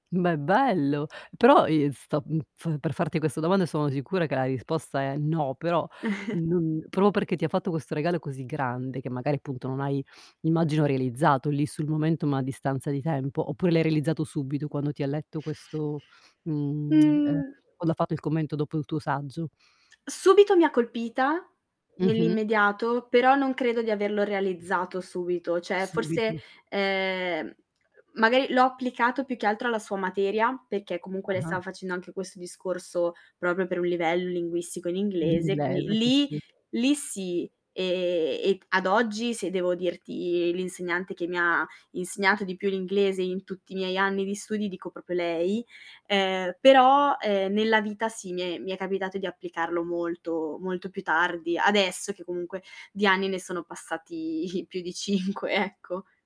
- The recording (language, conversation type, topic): Italian, podcast, Puoi raccontarmi di un insegnante che ti ha ispirato a crescere?
- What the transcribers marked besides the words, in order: tapping; distorted speech; static; chuckle; other background noise; tongue click; "cioè" said as "ceh"; drawn out: "ehm"; "perché" said as "peché"; chuckle; laughing while speaking: "cinque"